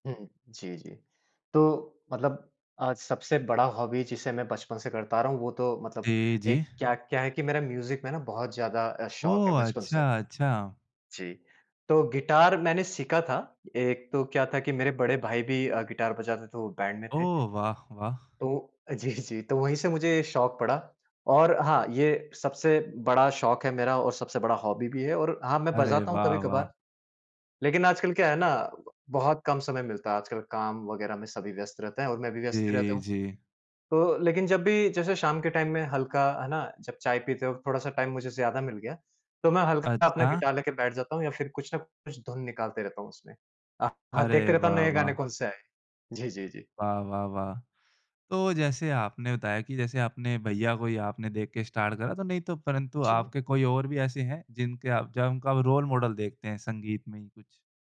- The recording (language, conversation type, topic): Hindi, podcast, आपने यह शौक शुरू कैसे किया था?
- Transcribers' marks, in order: in English: "हॉबी"; in English: "बैंड"; in English: "हॉबी"; in English: "टाइम"; in English: "टाइम"; in English: "स्टार्ट"; in English: "रोल मॉडल"